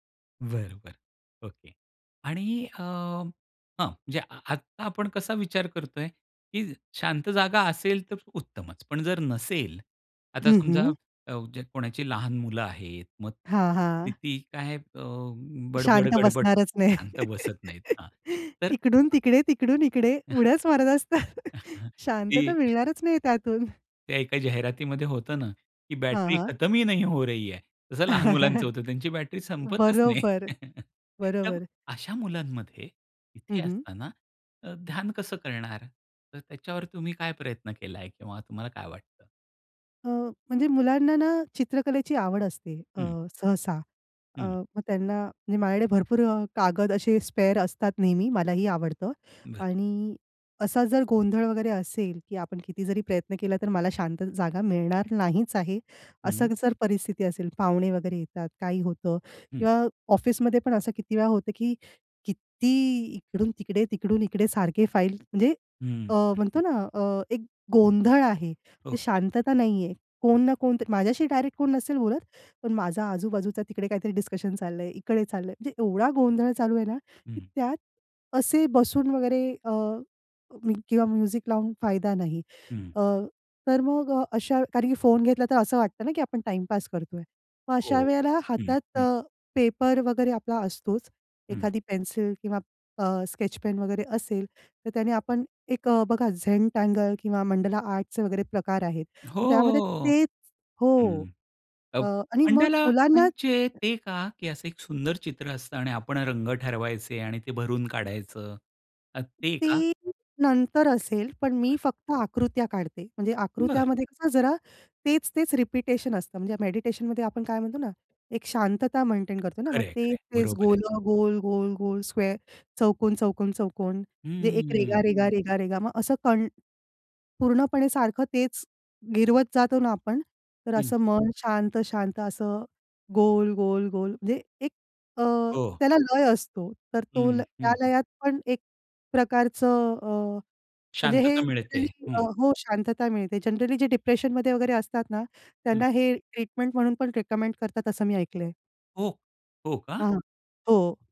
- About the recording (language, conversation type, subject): Marathi, podcast, ध्यानासाठी शांत जागा उपलब्ध नसेल तर तुम्ही काय करता?
- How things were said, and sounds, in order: other background noise; chuckle; chuckle; in Hindi: "बॅटरी खतम ही नहीं हो रही है"; chuckle; chuckle; tapping; in English: "स्पेअर"; in English: "म्युझिक"; drawn out: "हो"; in English: "रपिटेशन"; in English: "स्क्वेअर"; drawn out: "हं"; in English: "जनरली"; in English: "जनरली"; in English: "डिप्रेशन"; in English: "रिकमेंड"